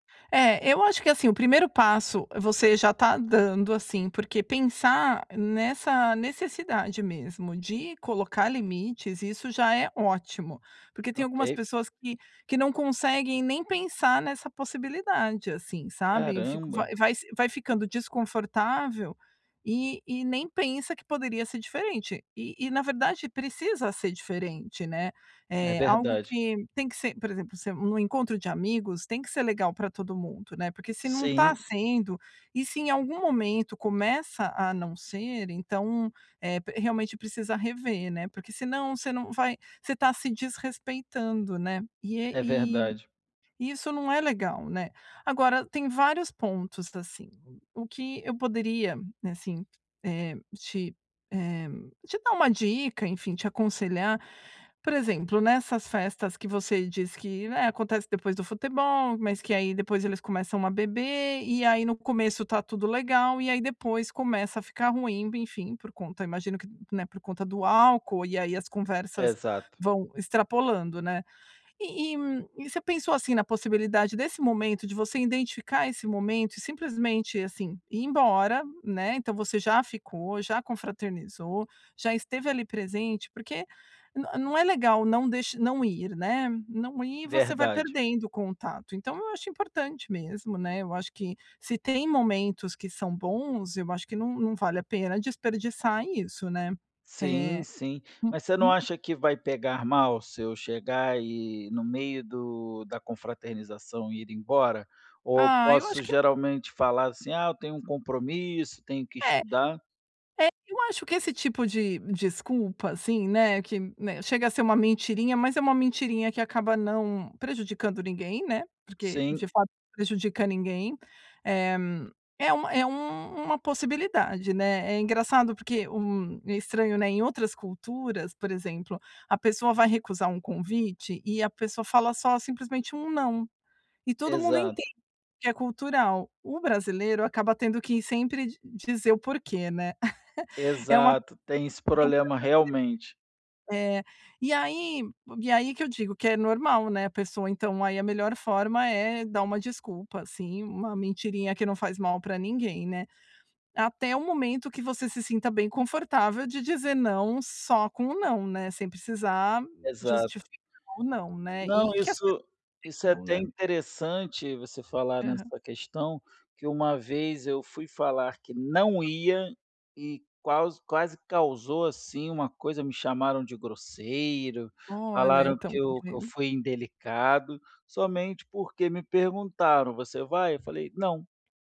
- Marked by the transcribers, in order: tapping; chuckle; unintelligible speech
- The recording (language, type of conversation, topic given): Portuguese, advice, Como posso manter minha saúde mental e estabelecer limites durante festas e celebrações?